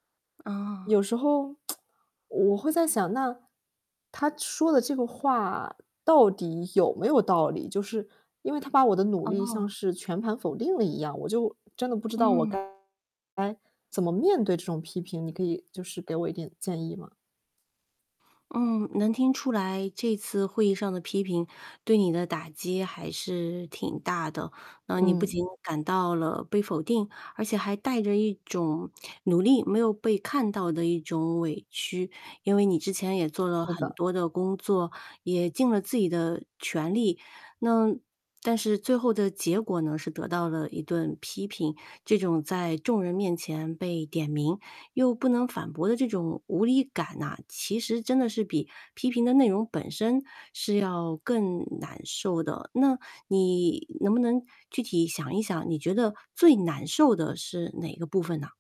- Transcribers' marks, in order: tsk; distorted speech
- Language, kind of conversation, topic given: Chinese, advice, 你通常如何接受并回应他人的批评和反馈？